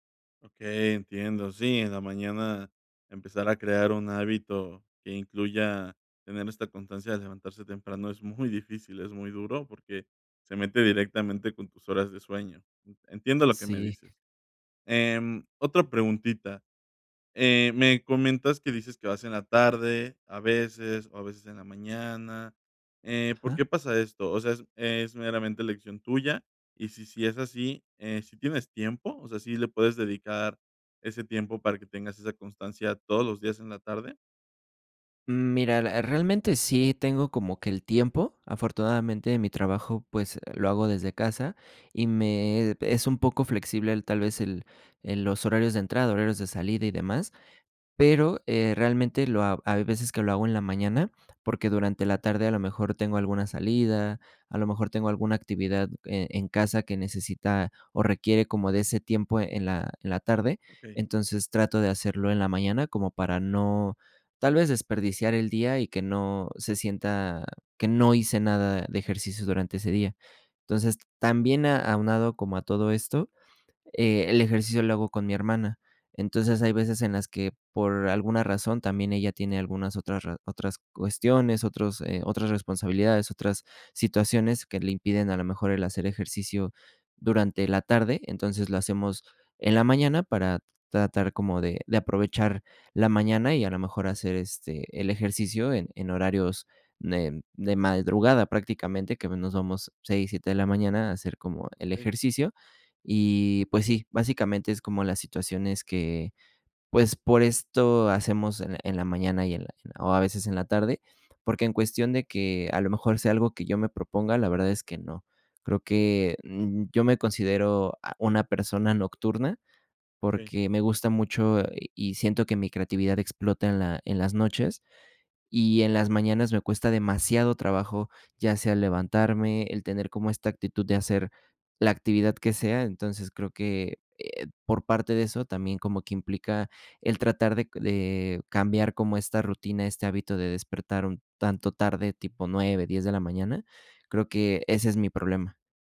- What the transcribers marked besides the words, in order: "madrugada" said as "maldrugada"; other noise
- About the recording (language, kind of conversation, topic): Spanish, advice, ¿Qué te dificulta empezar una rutina diaria de ejercicio?
- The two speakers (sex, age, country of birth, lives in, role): male, 25-29, Mexico, Mexico, user; male, 30-34, Mexico, Mexico, advisor